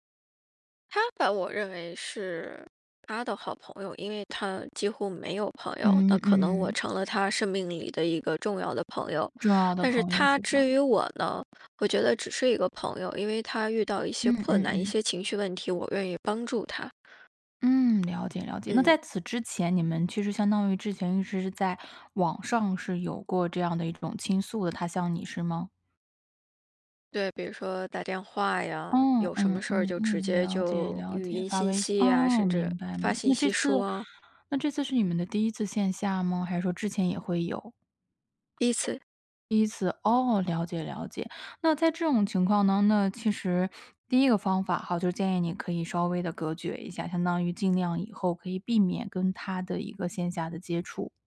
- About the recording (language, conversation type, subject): Chinese, advice, 你能描述一次因遇到触发事件而重温旧有创伤的经历吗？
- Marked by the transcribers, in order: other background noise